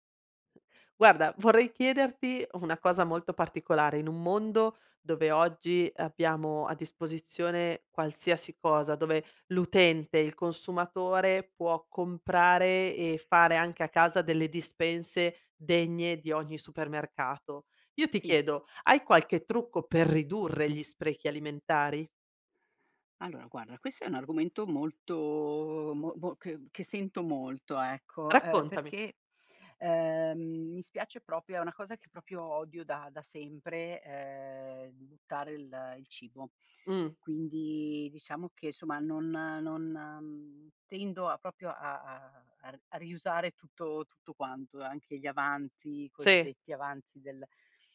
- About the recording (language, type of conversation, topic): Italian, podcast, Hai qualche trucco per ridurre gli sprechi alimentari?
- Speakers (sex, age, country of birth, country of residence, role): female, 40-44, Italy, Italy, host; female, 50-54, Italy, Italy, guest
- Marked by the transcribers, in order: "proprio" said as "propio"